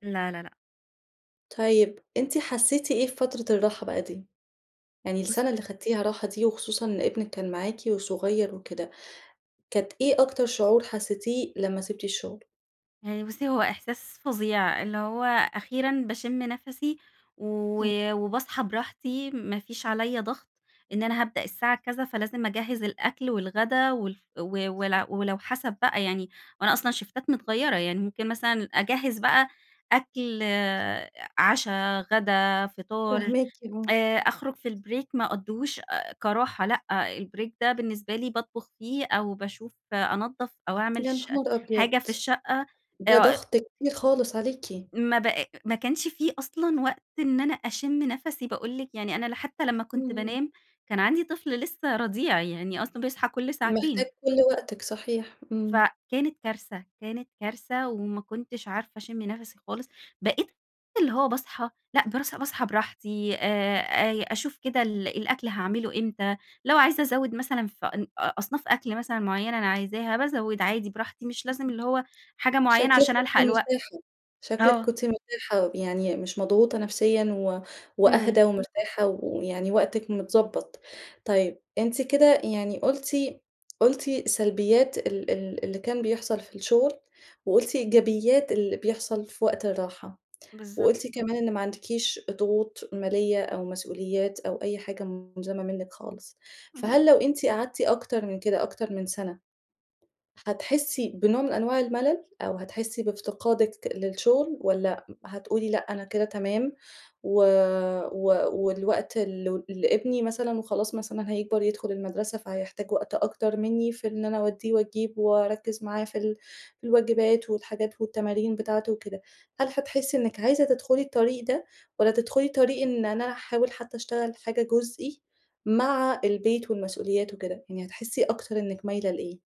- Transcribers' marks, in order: in English: "شِفتات"; in English: "البريك"; in English: "البريك"; unintelligible speech; other background noise
- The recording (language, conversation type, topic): Arabic, advice, إزاي أقرر أغيّر مجالي ولا أكمل في شغلي الحالي عشان الاستقرار؟